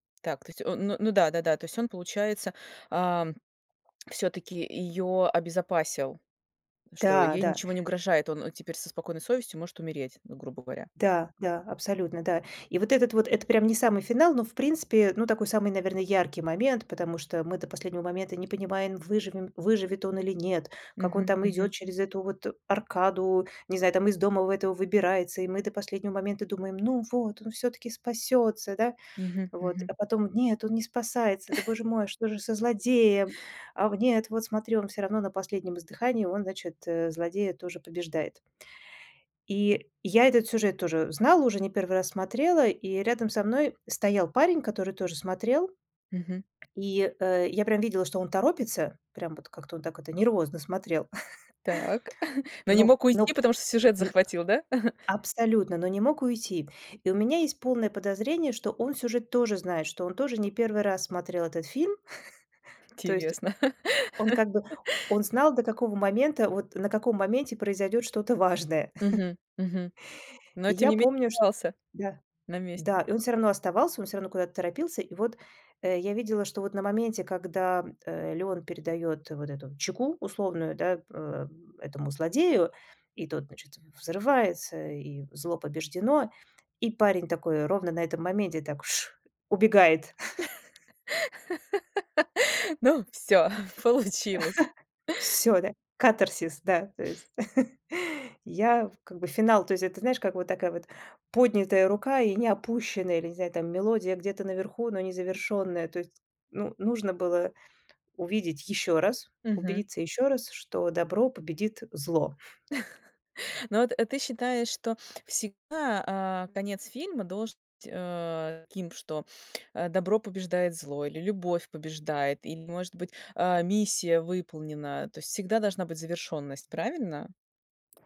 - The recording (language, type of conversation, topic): Russian, podcast, Что делает финал фильма по-настоящему удачным?
- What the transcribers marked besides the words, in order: tapping; anticipating: "ну вот он всё-таки спасётся"; anticipating: "нет, он не спасается, да боже мой, что же со злодеем?"; chuckle; anticipating: "нет, вот смотри"; chuckle; laugh; chuckle; laugh; laughing while speaking: "важное"; laugh; laugh; laughing while speaking: "всё, получилось!"; laugh; laugh; laugh